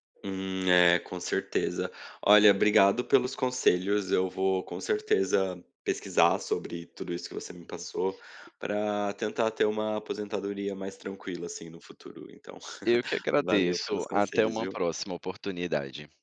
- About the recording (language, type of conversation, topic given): Portuguese, advice, Como posso me preparar para a aposentadoria lidando com insegurança financeira e emocional?
- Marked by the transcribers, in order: other background noise; chuckle; tapping